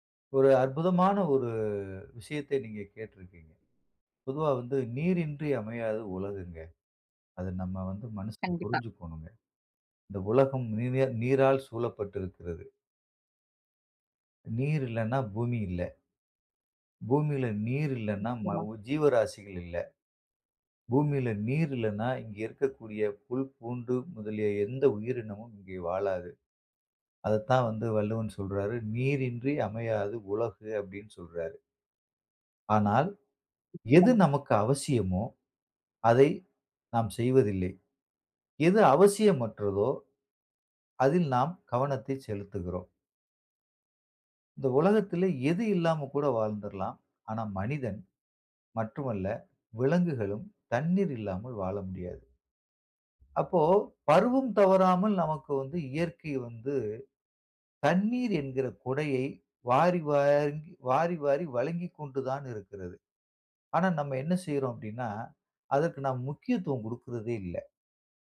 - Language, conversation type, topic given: Tamil, podcast, நீரைப் பாதுகாக்க மக்கள் என்ன செய்ய வேண்டும் என்று நீங்கள் நினைக்கிறீர்கள்?
- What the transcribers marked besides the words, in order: other background noise